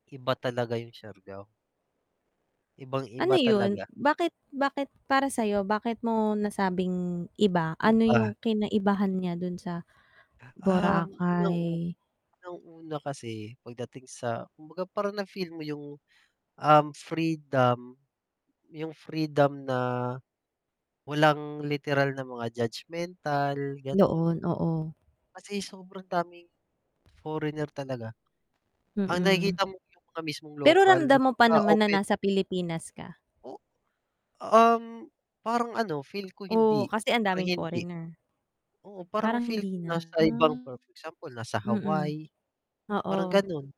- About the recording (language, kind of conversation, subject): Filipino, unstructured, Ano ang pinakatumatak mong karanasan sa paglalakbay?
- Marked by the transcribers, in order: mechanical hum; static; tapping; distorted speech; other background noise; bird